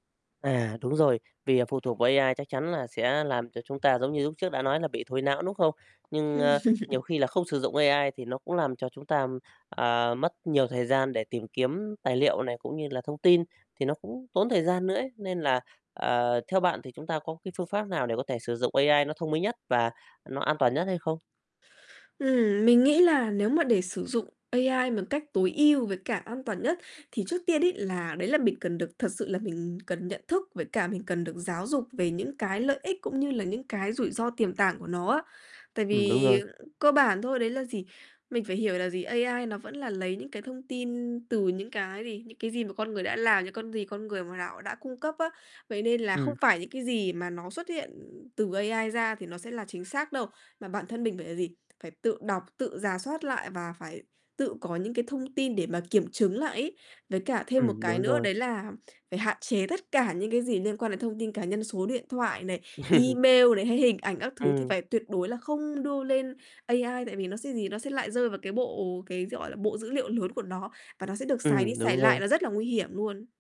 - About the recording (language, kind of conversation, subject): Vietnamese, podcast, Bạn thấy trí tuệ nhân tạo đã thay đổi đời sống hằng ngày như thế nào?
- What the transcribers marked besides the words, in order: tapping; laugh; static; other noise; other background noise; horn; laugh